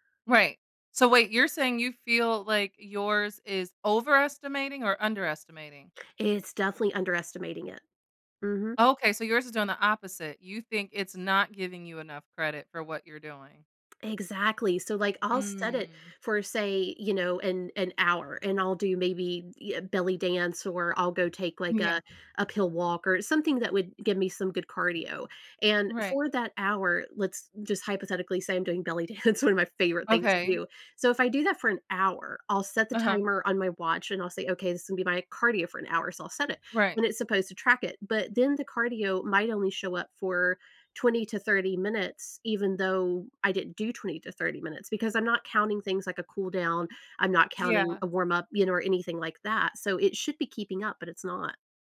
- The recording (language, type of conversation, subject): English, unstructured, How do I decide to try a new trend, class, or gadget?
- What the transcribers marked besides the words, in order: tapping; drawn out: "Mm"; laughing while speaking: "dance"; other background noise